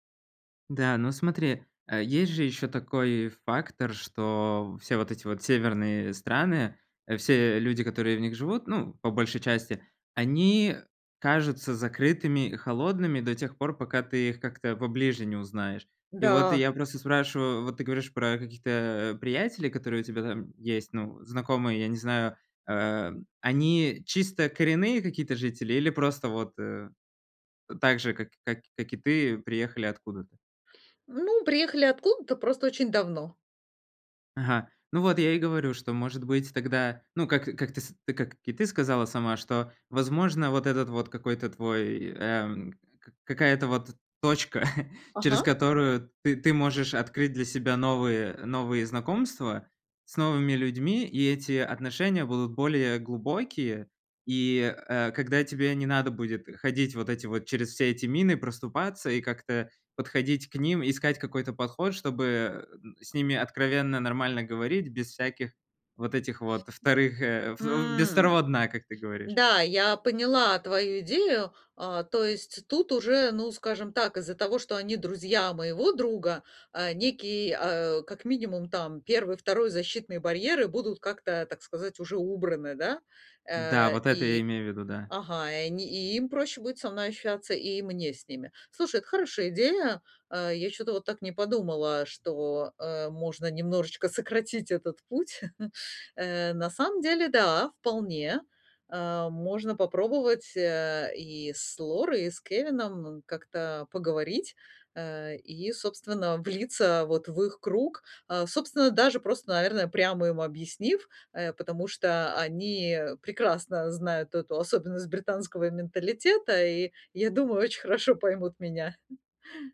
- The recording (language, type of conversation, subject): Russian, advice, Как быстрее и легче привыкнуть к местным обычаям и культурным нормам?
- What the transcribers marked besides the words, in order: chuckle; other background noise; chuckle; chuckle